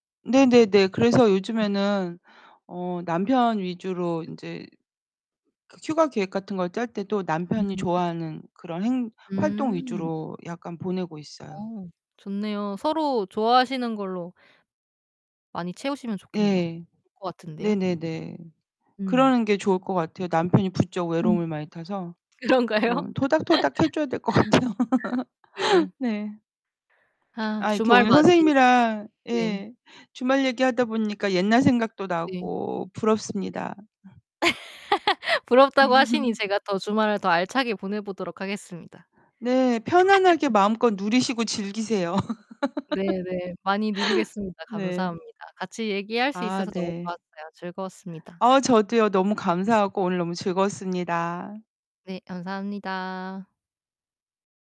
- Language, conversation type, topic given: Korean, unstructured, 주말에는 보통 어떻게 시간을 보내세요?
- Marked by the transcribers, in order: distorted speech; other background noise; unintelligible speech; unintelligible speech; tapping; tsk; laughing while speaking: "그런가요?"; laugh; laugh; laugh; laugh